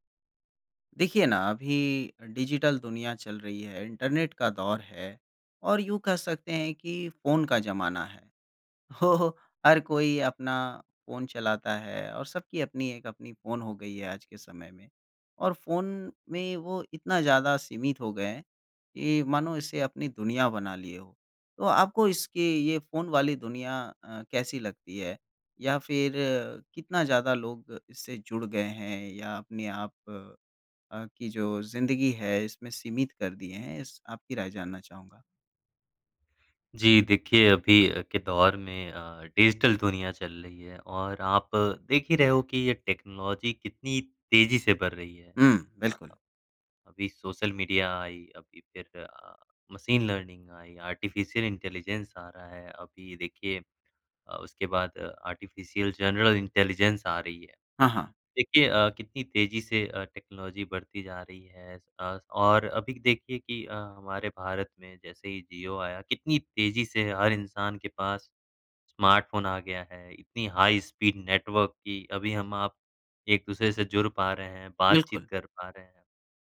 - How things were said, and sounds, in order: in English: "डिजिटल"; tapping; laughing while speaking: "तो"; in English: "डिजिटल"; in English: "टेक्नोलॉजी"; in English: "मशीन लर्निंग"; in English: "आर्टिफिशियल इंटेलिजेंस"; in English: "आर्टिफिशियल जनरल इंटेलिजेंस"; in English: "टेक्नोलॉजी"; in English: "स्मार्टफ़ोन"; in English: "हाई स्पीड नेटवर्क"
- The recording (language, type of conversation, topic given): Hindi, podcast, किसके फोन में झांकना कब गलत माना जाता है?